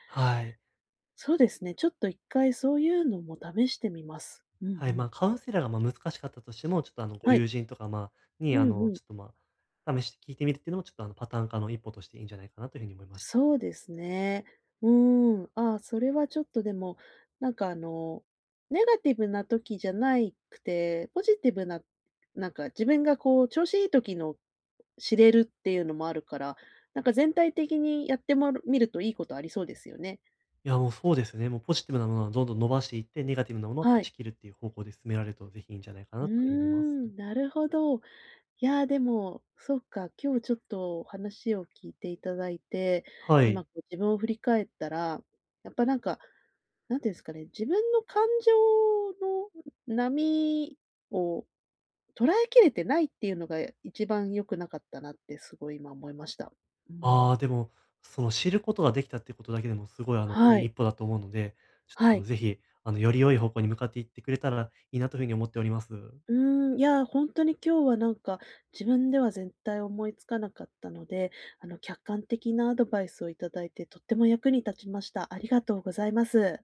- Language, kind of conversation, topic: Japanese, advice, 感情が激しく揺れるとき、どうすれば受け入れて落ち着き、うまくコントロールできますか？
- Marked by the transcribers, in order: none